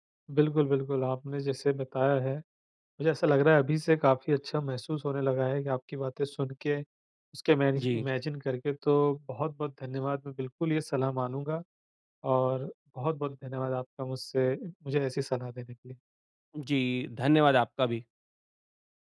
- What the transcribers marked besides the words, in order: in English: "इमेजि इमेजिन"
- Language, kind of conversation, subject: Hindi, advice, चोट के बाद मानसिक स्वास्थ्य को संभालते हुए व्यायाम के लिए प्रेरित कैसे रहें?